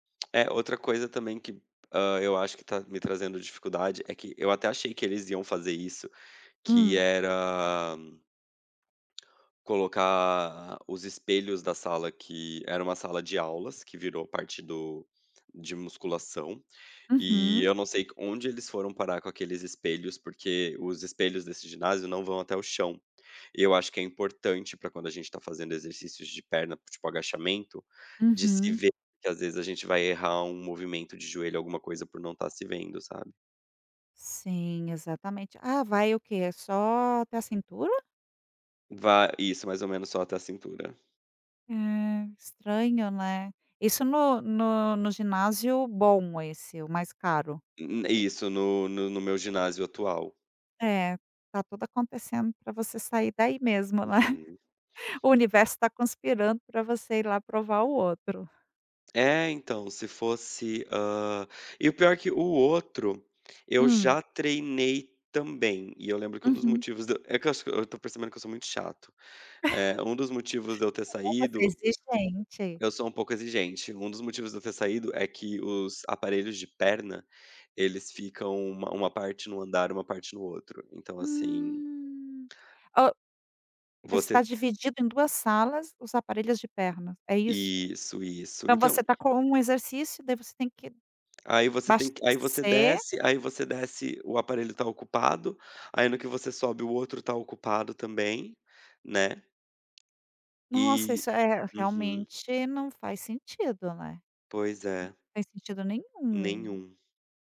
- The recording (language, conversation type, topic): Portuguese, advice, Como posso lidar com a falta de um parceiro ou grupo de treino, a sensação de solidão e a dificuldade de me manter responsável?
- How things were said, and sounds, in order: tapping; drawn out: "era"; chuckle; other background noise; chuckle; unintelligible speech; drawn out: "Hum"; "abastecer" said as "bastecer"